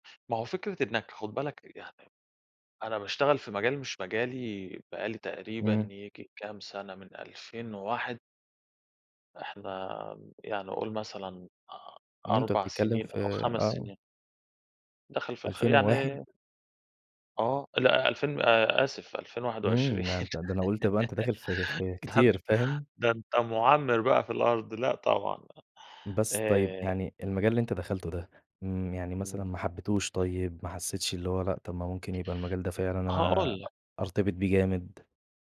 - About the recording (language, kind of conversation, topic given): Arabic, advice, إزاي أقدر أتعامل مع إني مكمل في شغل مُرهِق عشان خايف أغيّره؟
- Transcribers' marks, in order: laugh; laughing while speaking: "ده"; tapping